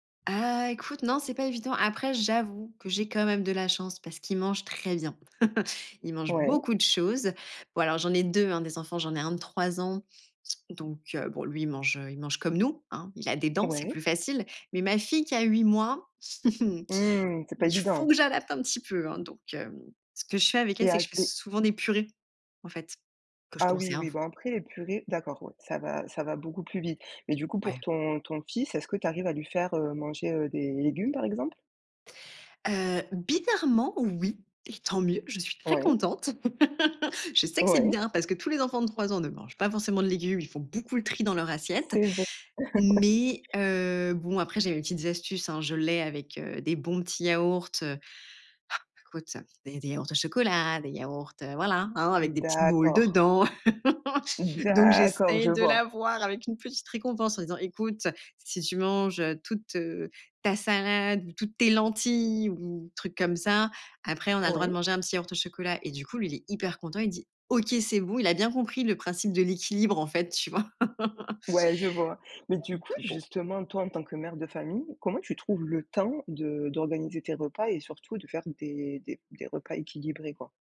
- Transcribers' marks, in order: chuckle; chuckle; laugh; laugh; laugh; drawn out: "D'accord"; laughing while speaking: "l'avoir"; laugh
- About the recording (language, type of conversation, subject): French, podcast, Comment organises-tu tes repas pour rester en bonne santé ?